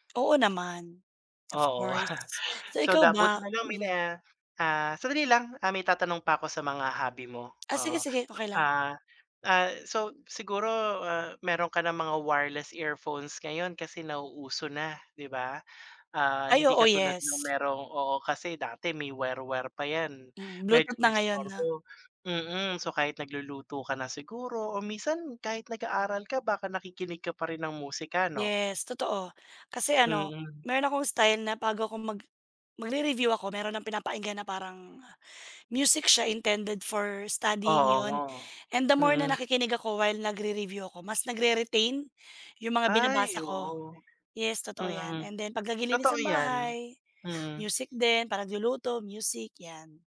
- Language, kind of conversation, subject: Filipino, unstructured, Ano ang pinaka-kasiya-siyang bahagi ng pagkakaroon ng libangan?
- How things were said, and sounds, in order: chuckle; in English: "intended for studying"